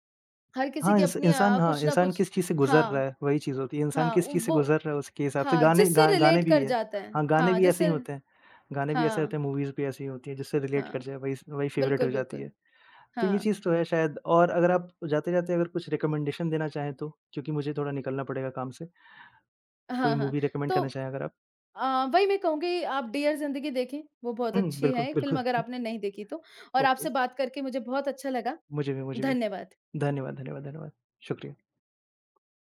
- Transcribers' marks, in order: in English: "रिलेट"; in English: "मूवीज़"; in English: "रिलेट"; in English: "फेवरेट"; in English: "रिकमेंडेशन"; in English: "मूवी"; laughing while speaking: "बिल्कुल, बिल्कुल"; in English: "ओके"
- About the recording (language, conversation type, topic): Hindi, unstructured, आपको कौन सी फिल्म सबसे ज़्यादा यादगार लगी है?